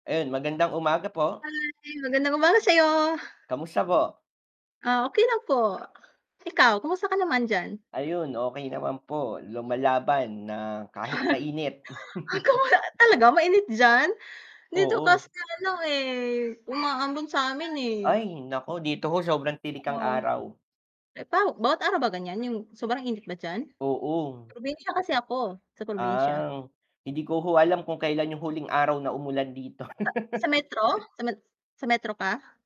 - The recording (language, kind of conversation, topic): Filipino, unstructured, Ano ang mas gusto mo: umulan o maging maaraw?
- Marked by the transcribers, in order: distorted speech; static; unintelligible speech; chuckle; other animal sound; mechanical hum; laugh